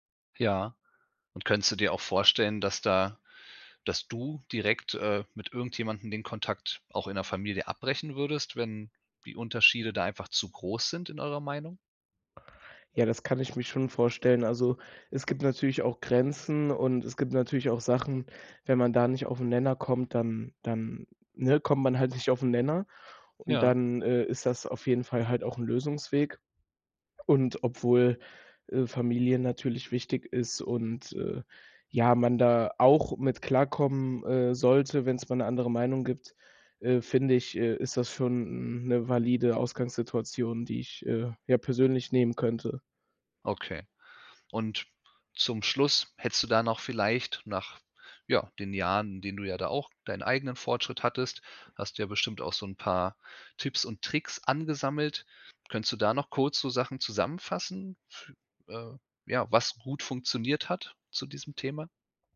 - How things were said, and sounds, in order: laughing while speaking: "nicht"; other background noise
- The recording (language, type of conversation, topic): German, podcast, Wie gehst du mit Meinungsverschiedenheiten um?